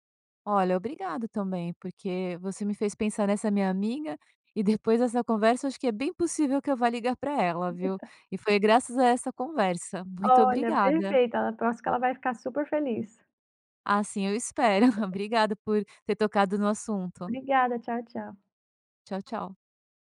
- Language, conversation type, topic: Portuguese, podcast, Como podemos reconstruir amizades que esfriaram com o tempo?
- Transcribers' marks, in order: laugh; chuckle; tapping